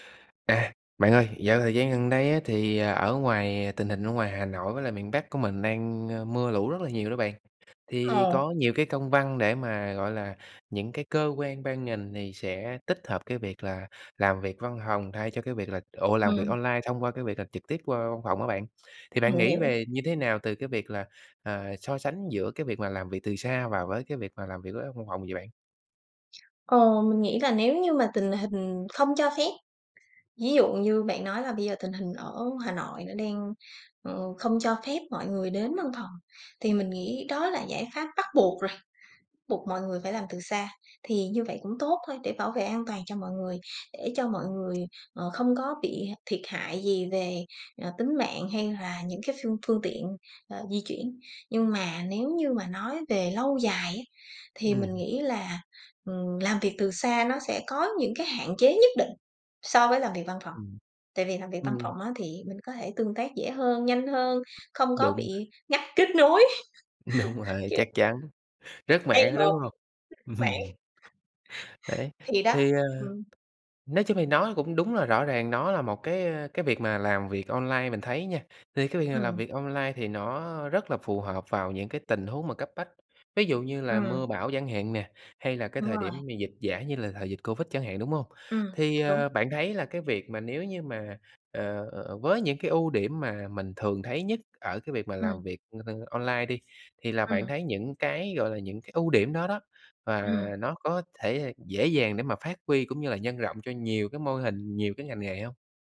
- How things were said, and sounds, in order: tapping; alarm; laughing while speaking: "ngắt kết nối"; laughing while speaking: "Đúng rồi"; laugh; laugh; other background noise; laugh
- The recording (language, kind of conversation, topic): Vietnamese, podcast, Bạn nghĩ gì về làm việc từ xa so với làm việc tại văn phòng?